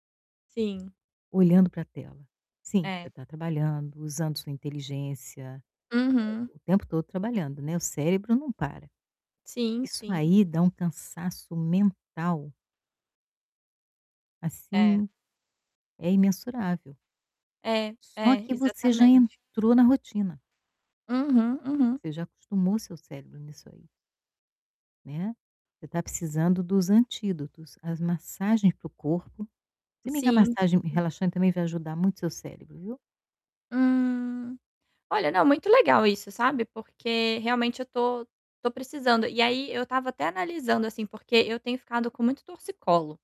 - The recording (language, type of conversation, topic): Portuguese, advice, O que posso fazer agora para reduzir rapidamente a tensão no corpo e na mente?
- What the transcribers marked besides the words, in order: tapping; distorted speech